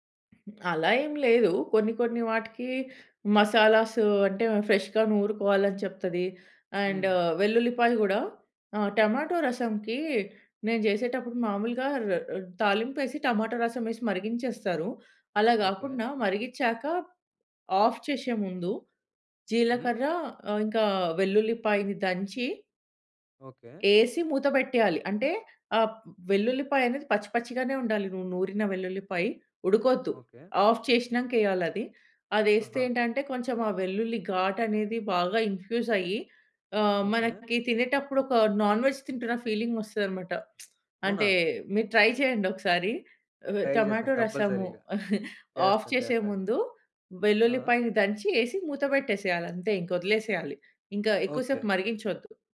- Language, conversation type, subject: Telugu, podcast, అమ్మ వండే వంటల్లో మీకు ప్రత్యేకంగా గుర్తుండే విషయం ఏమిటి?
- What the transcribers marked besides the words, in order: other background noise; in English: "ఫ్రెష్‍గా"; in English: "అండ్"; in English: "టమాటో"; in English: "టమాటో"; in English: "ఆఫ్"; in English: "ఆఫ్"; in English: "ఇన్‍ఫ్యూజ్"; in English: "నాన్‍వెజ్"; in English: "ఫీలింగ్"; lip smack; in English: "ట్రై"; in English: "ట్రై"; in English: "టమాటో"; in English: "కంపల్సరీగా"; chuckle; in English: "ఆఫ్"